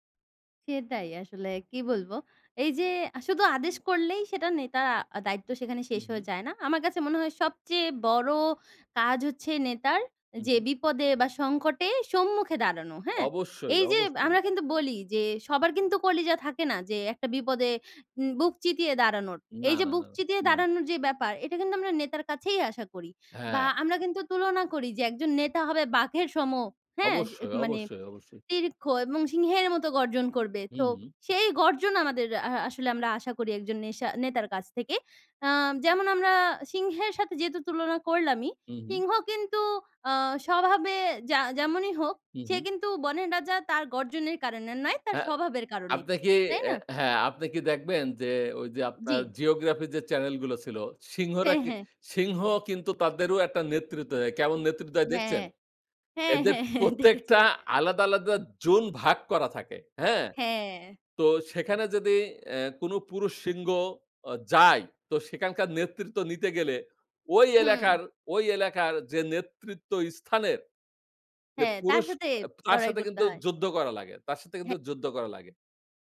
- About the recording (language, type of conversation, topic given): Bengali, unstructured, আপনার মতে ভালো নেতৃত্বের গুণগুলো কী কী?
- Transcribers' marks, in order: "সিংহ" said as "সিংগ"